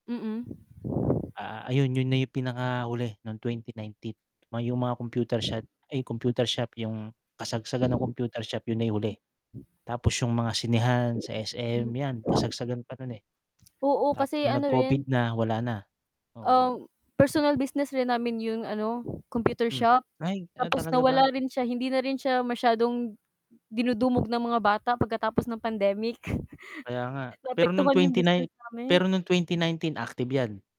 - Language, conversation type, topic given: Filipino, unstructured, Anong simpleng gawain ang nagpapasaya sa iyo araw-araw?
- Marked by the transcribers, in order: static; wind; other background noise; chuckle